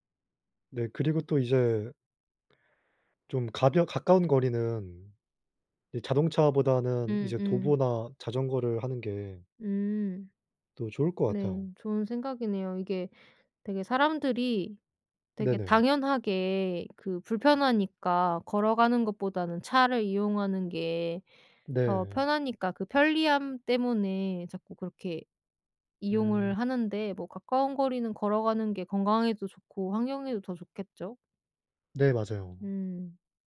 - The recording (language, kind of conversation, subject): Korean, unstructured, 기후 변화로 인해 사라지는 동물들에 대해 어떻게 느끼시나요?
- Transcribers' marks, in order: other background noise